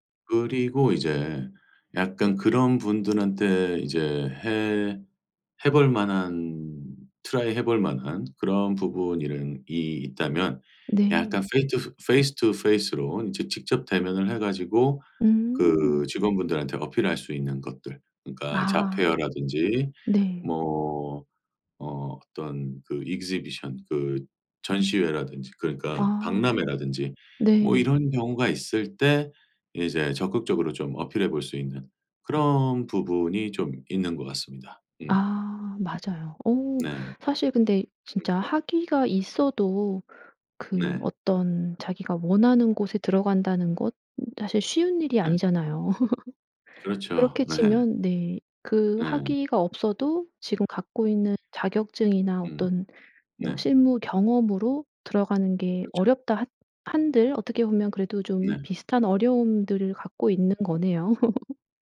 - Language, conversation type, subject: Korean, podcast, 학위 없이 배움만으로 커리어를 바꿀 수 있을까요?
- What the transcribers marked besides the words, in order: in English: "트라이"; put-on voice: "페이스 투 페이스로"; in English: "페이스 투 페이스로"; in English: "잡 페어라든지"; put-on voice: "exhibition"; in English: "exhibition"; tapping; other background noise; laugh; laughing while speaking: "네"; laugh